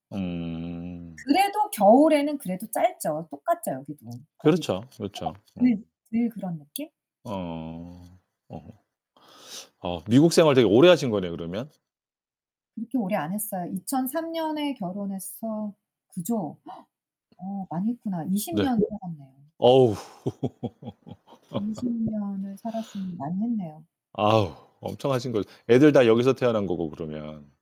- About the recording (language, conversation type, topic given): Korean, unstructured, 여름과 겨울 중 어떤 계절을 더 좋아하시나요?
- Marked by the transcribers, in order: other background noise; distorted speech; gasp; laugh